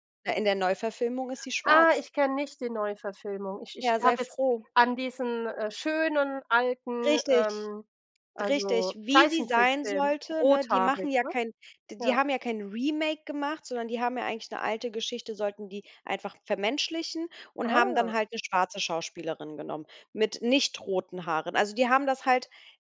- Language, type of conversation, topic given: German, unstructured, Findest du, dass Filme heutzutage zu politisch korrekt sind?
- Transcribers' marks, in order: none